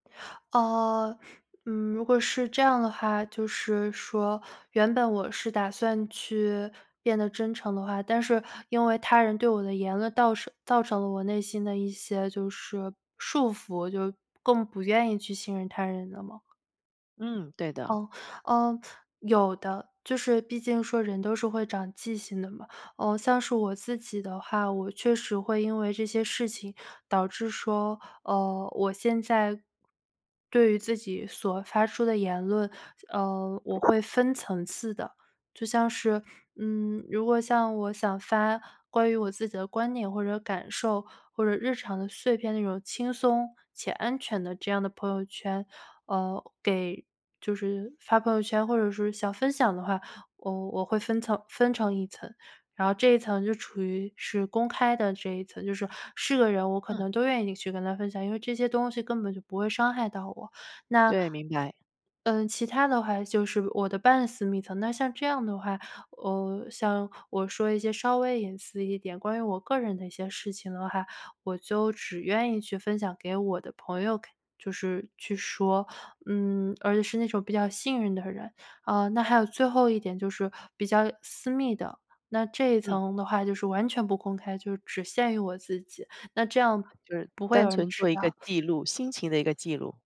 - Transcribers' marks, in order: other background noise
- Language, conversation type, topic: Chinese, podcast, 如何在网上既保持真诚又不过度暴露自己？